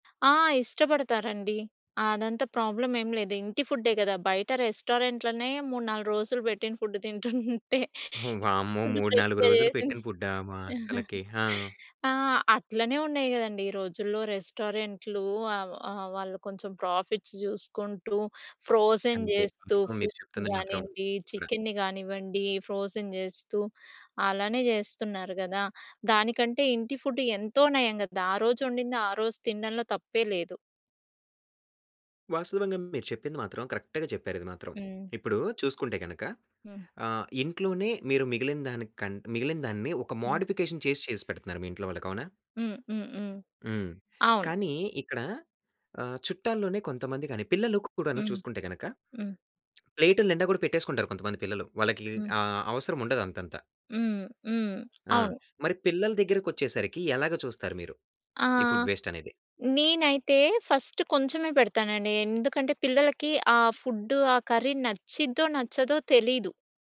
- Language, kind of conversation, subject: Telugu, podcast, ఇంట్లో ఆహార వృథాను తగ్గించడానికి మనం పాటించగల సులభమైన చిట్కాలు ఏమిటి?
- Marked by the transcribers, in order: in English: "ప్రాబ్లమ్"; in English: "రెస్టారెంట్‌లొనే"; in English: "ఫుడ్"; laughing while speaking: "తింటుంటే ఫుడ్ ఫ్రెష్‌గా జేసింది"; in English: "ఫుడ్ ఫ్రెష్‌గా"; in English: "ప్రాఫిట్స్"; in English: "ఫ్రోజెన్"; in English: "ఫుడ్‌ని"; in English: "ఫ్రోజెన్"; in English: "కరెక్ట్‌గా"; in English: "మోడిఫికేషన్"; lip smack; in English: "ఫుడ్"; in English: "ఫస్ట్"